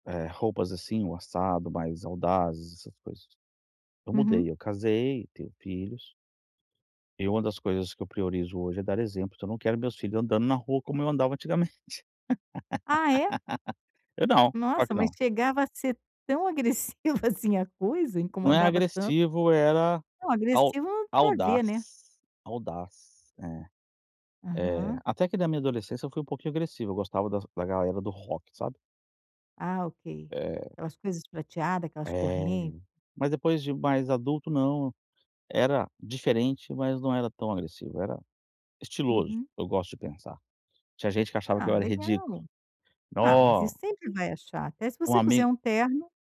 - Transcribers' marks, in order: laugh; chuckle
- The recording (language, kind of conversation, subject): Portuguese, advice, Como posso separar, no dia a dia, quem eu sou da minha profissão?